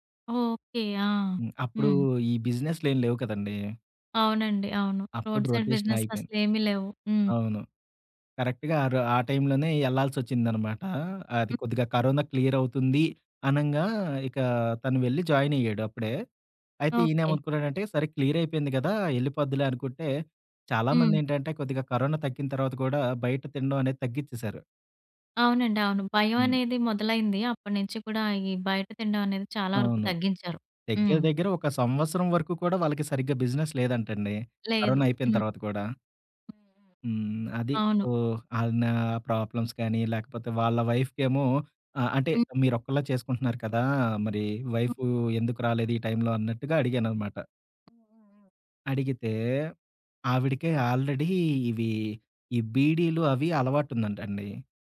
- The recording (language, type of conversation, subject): Telugu, podcast, ఒక స్థానిక మార్కెట్‌లో మీరు కలిసిన విక్రేతతో జరిగిన సంభాషణ మీకు ఎలా గుర్తుంది?
- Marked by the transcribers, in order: in English: "బిజినె‌స్"; in English: "రొటేషన్"; other background noise; in English: "కరెక్ట్‌గా"; in English: "క్లియర్"; in English: "జాయిన్"; in English: "క్లియర్"; in English: "బిజినెస్"; in English: "ప్రాబ్లమ్స్"; in English: "వైఫ్‌కెమో"; in English: "ఆల్రెడీ"